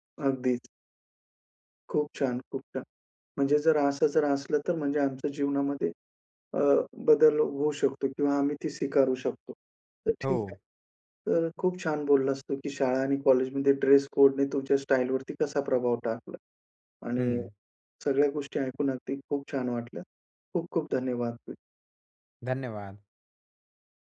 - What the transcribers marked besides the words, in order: in English: "ड्रेस कोडने"; tapping; unintelligible speech
- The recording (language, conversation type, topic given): Marathi, podcast, शाळा किंवा महाविद्यालयातील पोशाख नियमांमुळे तुमच्या स्वतःच्या शैलीवर कसा परिणाम झाला?